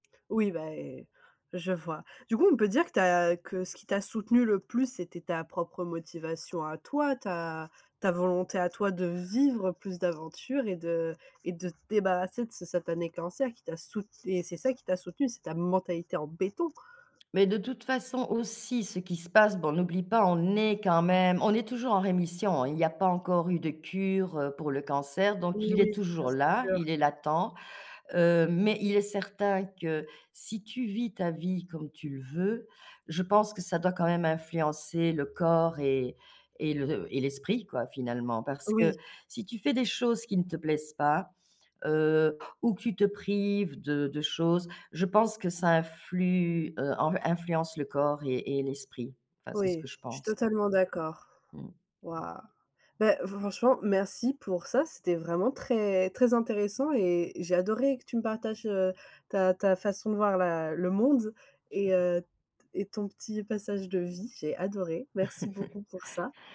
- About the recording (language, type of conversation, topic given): French, podcast, Peux-tu raconter un moment où tu t’es vraiment senti(e) soutenu(e) ?
- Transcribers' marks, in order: other background noise; tapping; chuckle